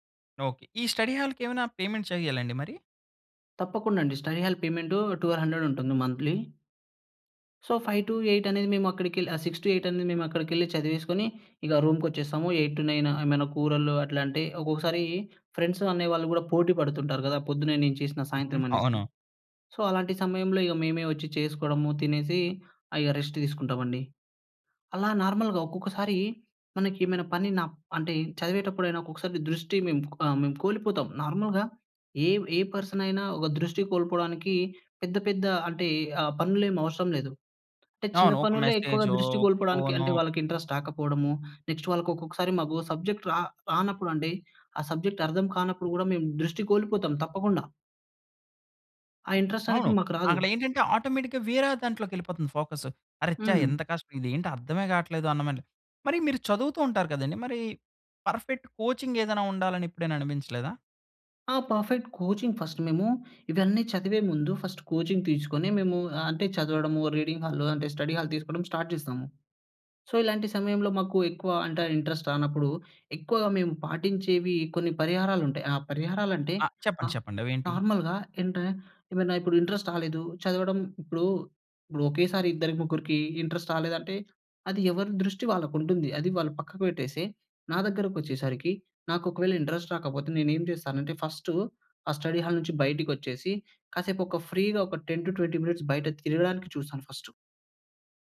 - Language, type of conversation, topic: Telugu, podcast, పనిపై దృష్టి నిలబెట్టుకునేందుకు మీరు పాటించే రోజువారీ రొటీన్ ఏమిటి?
- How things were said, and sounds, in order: in English: "పేమెంట్"; in English: "స్టడీ హాల్"; in English: "ట్వెల్వ్ హండ్రెడ్"; in English: "మంత్లీ"; in English: "సో, ఫైవ్ టు ఎయిట్"; in English: "సిక్స్ టు ఏయిట్"; in English: "ఎయిట్ టు నైన్"; in English: "సో"; in English: "నార్మల్‌గా"; in English: "నార్మల్‌గా"; in English: "ఇంట్రస్ట్"; in English: "నెక్స్ట్"; in English: "సబ్జెక్ట్"; in English: "సబ్జెక్ట్"; in English: "ఆటోమేటిక్‌గా"; in English: "ఫోకస్"; in English: "పర్‌ఫెక్ట్"; in English: "పర్ఫెక్ట్ కోచింగ్ ఫస్ట్"; in English: "ఫస్ట్ కోచింగ్"; in English: "రీడింగ్"; in English: "స్టడీ హాల్"; in English: "స్టార్ట్"; in English: "సో"; in English: "ఇంట్రస్ట్"; in English: "నార్మల్‌గా"; in English: "ఇంట్రస్ట్"; in English: "ఇంట్రస్ట్"; in English: "ఇంట్రస్ట్"; in English: "స్టడీ హాల్"; in English: "ఫ్రీగా"; in English: "టెన్ టు ట్వెంటీ మినిట్స్"; in English: "ఫస్ట్"